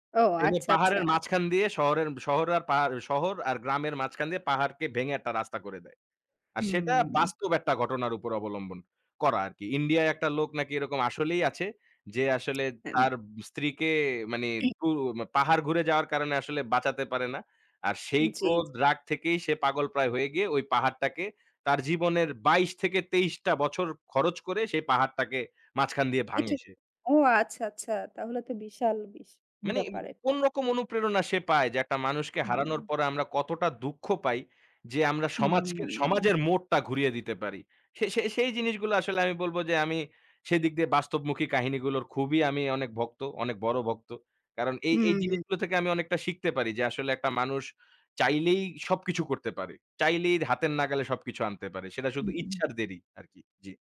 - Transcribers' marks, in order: other background noise
- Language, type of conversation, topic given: Bengali, unstructured, তুমি সিনেমা দেখতে গেলে কী ধরনের গল্প বেশি পছন্দ করো?